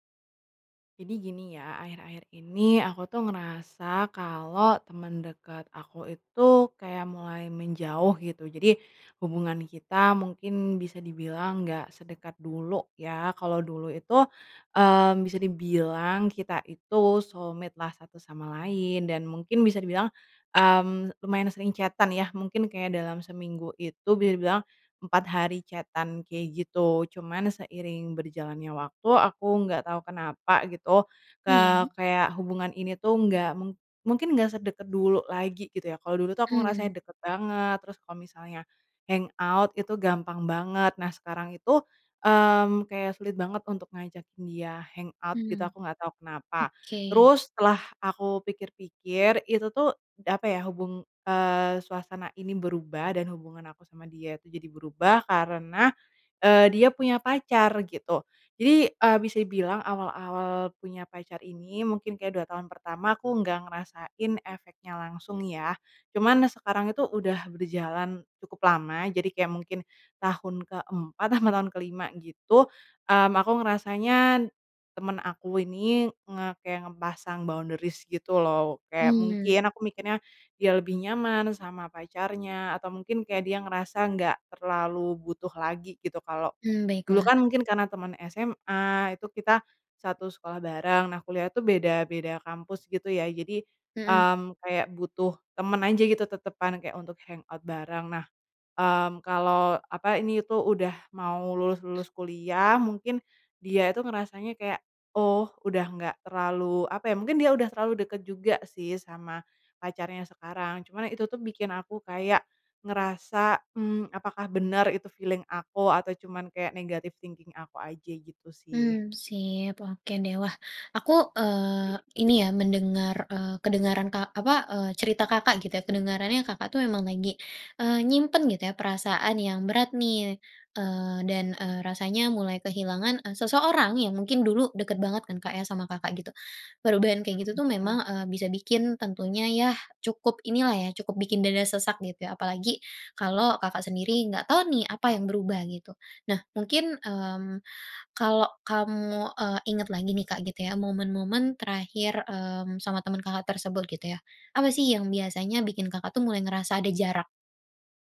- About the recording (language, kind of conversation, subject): Indonesian, advice, Mengapa teman dekat saya mulai menjauh?
- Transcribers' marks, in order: in English: "soulmate-lah"; in English: "chat-an"; in English: "chat-an"; in English: "hangout"; in English: "hangout"; in English: "boundaries"; in English: "hangout"; in English: "feeling"; in English: "negatif thinking"; other background noise; tapping